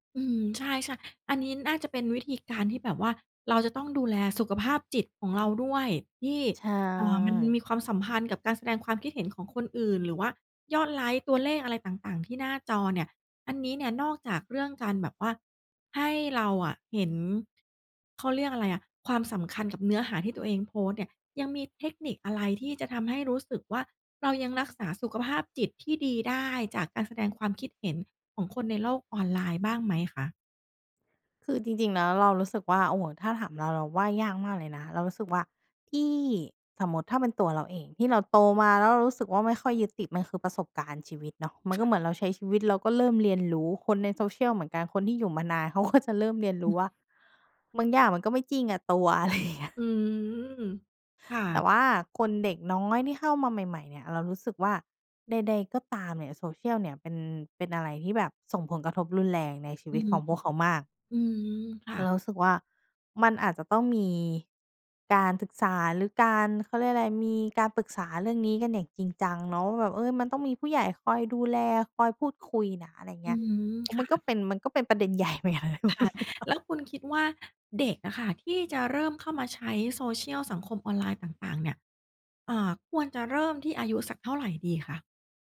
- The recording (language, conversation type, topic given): Thai, podcast, สังคมออนไลน์เปลี่ยนความหมายของความสำเร็จอย่างไรบ้าง?
- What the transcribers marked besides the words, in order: tapping; other background noise; laughing while speaking: "อย่างเงี้ย"; laughing while speaking: "ใหญ่เหมือนกันนะถ้าพูดถึงอะ"